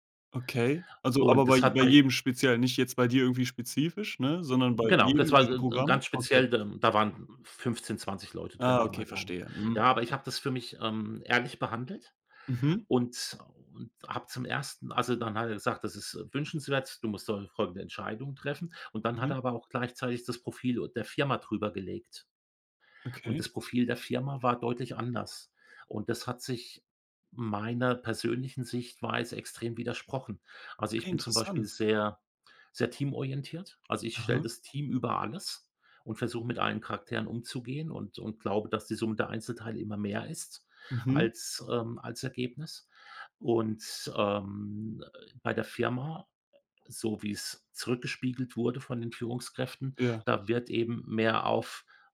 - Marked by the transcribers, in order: unintelligible speech
- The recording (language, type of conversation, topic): German, podcast, Was ist dir wichtiger: Beziehungen oder Karriere?